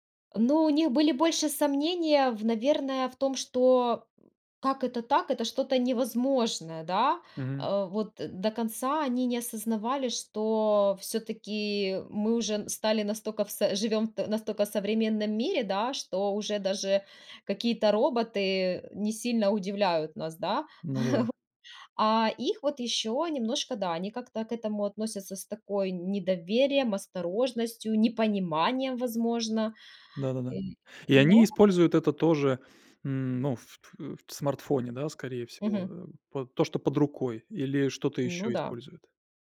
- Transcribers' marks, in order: chuckle; other background noise
- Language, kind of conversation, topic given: Russian, podcast, Как вы относитесь к использованию ИИ в быту?